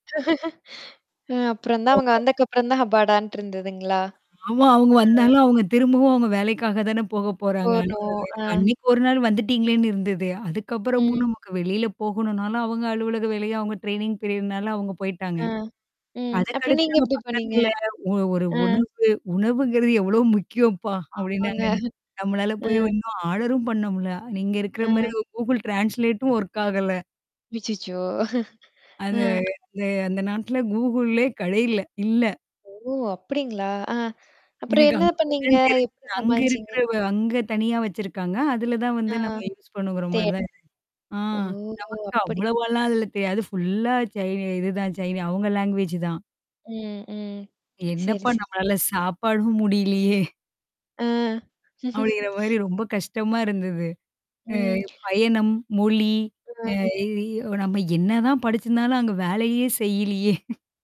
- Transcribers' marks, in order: laugh; tapping; static; unintelligible speech; in English: "நோ!"; distorted speech; other background noise; in English: "ட்ரெயனிங்"; mechanical hum; laughing while speaking: "ஆமாங்க"; in English: "ஆர்டரும்"; in English: "கூகுள் ட்ரான்ஸ்லேட்டும் ஒர்க்"; laughing while speaking: "அச்சச்சோ!"; other noise; in English: "லாங்குவேஜ்"; laughing while speaking: "முடியலையே!"; chuckle; laughing while speaking: "செய்யலியே"
- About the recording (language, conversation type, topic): Tamil, podcast, பயணத்தில் மொழி புரியாமல் சிக்கிய அனுபவத்தைப் பகிர முடியுமா?